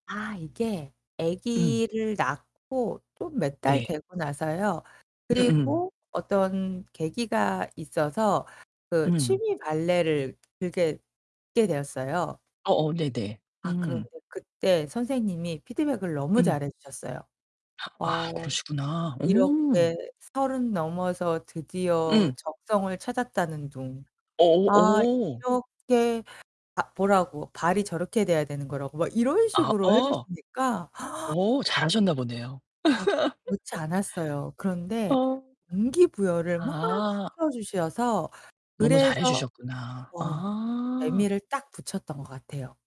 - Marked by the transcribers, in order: static; other background noise; distorted speech; gasp; laugh; drawn out: "아"
- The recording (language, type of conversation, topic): Korean, advice, 운동을 시작했는데도 동기부여가 계속 떨어지는 이유가 무엇인가요?